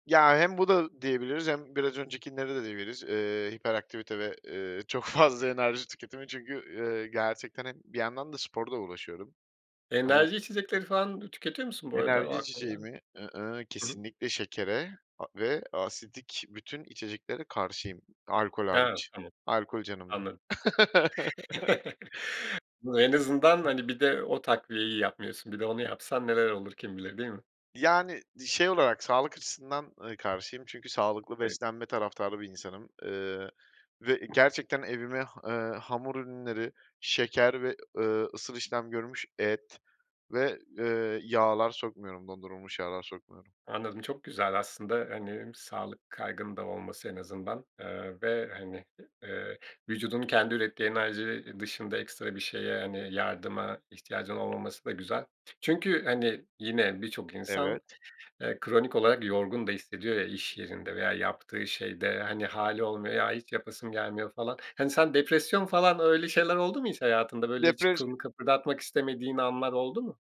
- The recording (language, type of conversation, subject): Turkish, podcast, Vücudunun sınırlarını nasıl belirlersin ve ne zaman “yeter” demen gerektiğini nasıl öğrenirsin?
- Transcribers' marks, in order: "öncekileri" said as "öncekinleri"; laughing while speaking: "fazla"; tapping; other background noise; chuckle; other noise